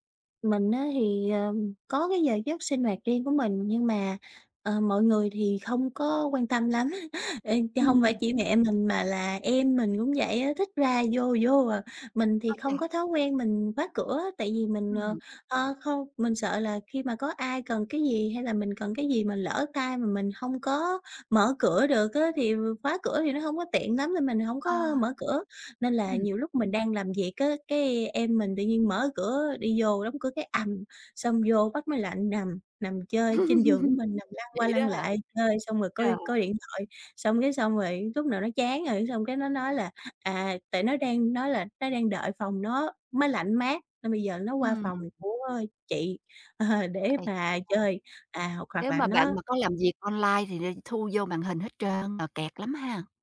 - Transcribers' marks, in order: other background noise; chuckle; tapping; laugh; unintelligible speech; laughing while speaking: "ờ"
- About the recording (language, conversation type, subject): Vietnamese, advice, Làm sao để giữ ranh giới và bảo vệ quyền riêng tư với người thân trong gia đình mở rộng?